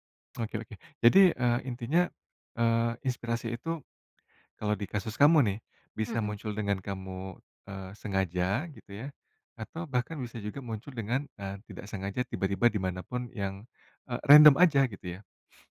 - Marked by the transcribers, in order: none
- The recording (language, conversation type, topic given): Indonesian, podcast, Apa yang biasanya menjadi sumber inspirasi untuk ceritamu?